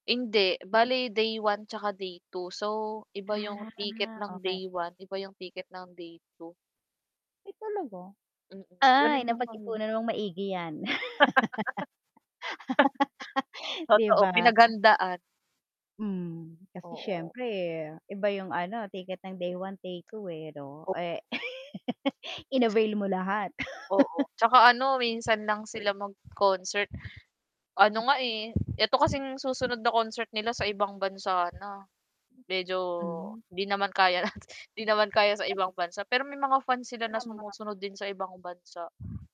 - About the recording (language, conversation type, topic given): Filipino, unstructured, Ano ang pinaka-masayang alaala mo kasama ang barkada?
- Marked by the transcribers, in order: static; drawn out: "Ah"; distorted speech; laugh; laugh; laugh; wind; chuckle